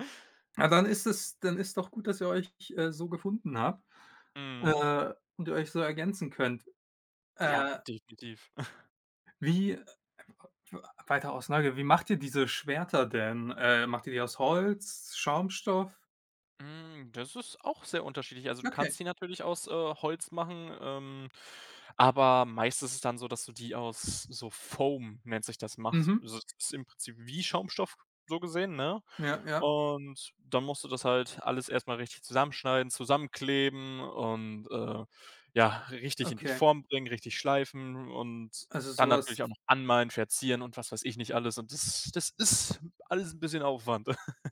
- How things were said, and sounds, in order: snort; other background noise; in English: "Foam"; drawn out: "und"; stressed: "ist"; laugh
- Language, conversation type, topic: German, unstructured, Wie bist du zu deinem Lieblingshobby gekommen?